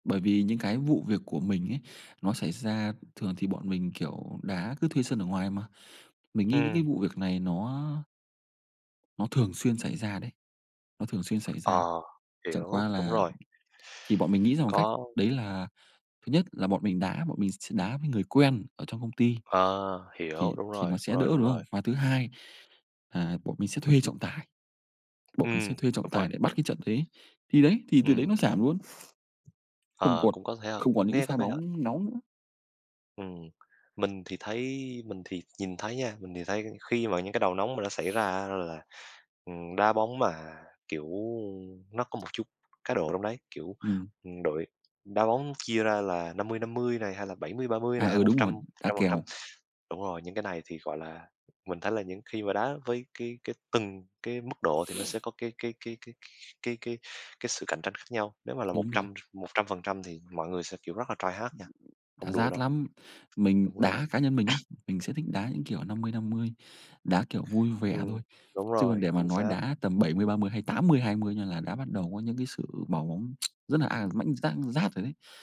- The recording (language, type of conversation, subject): Vietnamese, unstructured, Bạn có kỷ niệm nào đáng nhớ khi chơi thể thao không?
- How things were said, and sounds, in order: tapping; chuckle; sniff; sniff; other noise; in English: "try hard"; sneeze; tsk